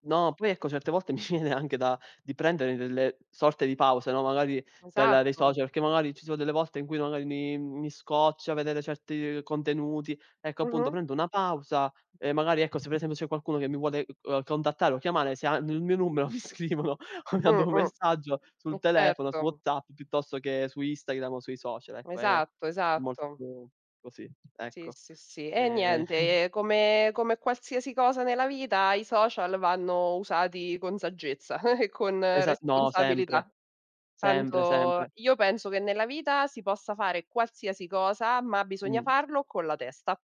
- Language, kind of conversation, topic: Italian, unstructured, Pensi che i social media stiano rovinando le relazioni umane?
- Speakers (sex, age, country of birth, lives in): female, 35-39, Italy, Italy; male, 20-24, Italy, Italy
- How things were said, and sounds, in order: tapping; laughing while speaking: "mi viene"; laughing while speaking: "mi scrivono o mi mandano messaggio"; chuckle; chuckle